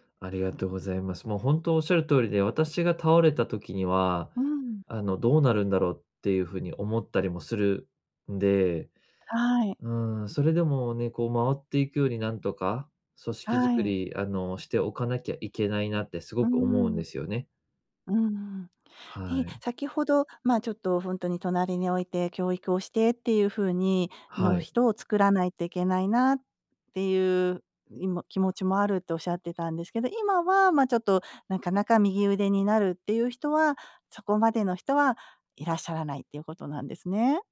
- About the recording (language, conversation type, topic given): Japanese, advice, 仕事量が多すぎるとき、どうやって適切な境界線を設定すればよいですか？
- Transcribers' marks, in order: none